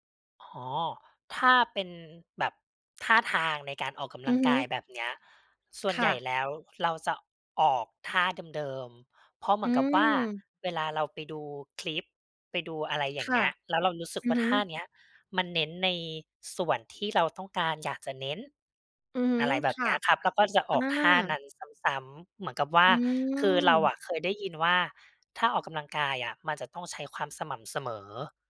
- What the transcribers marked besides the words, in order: other background noise; tapping
- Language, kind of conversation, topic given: Thai, advice, คุณเริ่มออกกำลังกายแล้วเลิกกลางคันเพราะอะไร?